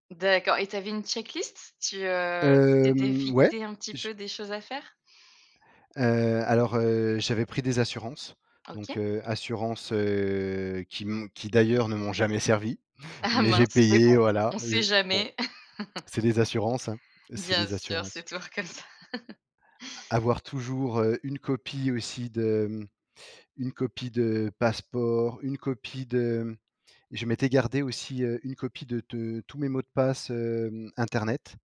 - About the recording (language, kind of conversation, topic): French, podcast, Comment gères-tu ta sécurité quand tu voyages seul ?
- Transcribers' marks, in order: drawn out: "heu"; drawn out: "Hem"; drawn out: "heu"; laughing while speaking: "Ah ! Mince"; laugh; laughing while speaking: "c'est toujours comme ça !"; other background noise; laugh